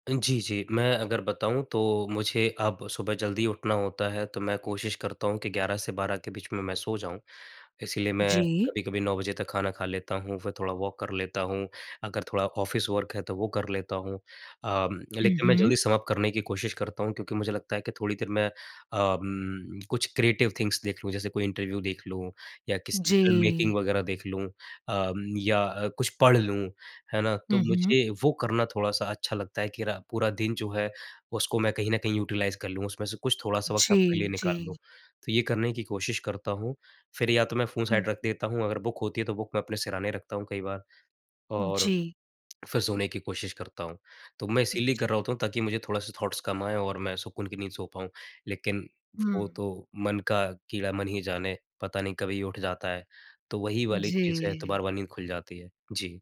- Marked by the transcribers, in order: in English: "वॉक"; in English: "ऑफिस वर्क"; in English: "क्रिएटिव थिंग्स"; in English: "इंटरव्यू"; in English: "फ़िल्म मेकिंग"; in English: "यूटिलाइज़"; in English: "साइड"; in English: "बुक"; in English: "बुक"; in English: "थॉट्स"
- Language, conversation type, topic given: Hindi, advice, घबराहट की वजह से रात में नींद क्यों नहीं आती?
- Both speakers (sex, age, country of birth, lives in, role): female, 50-54, India, India, advisor; male, 25-29, India, India, user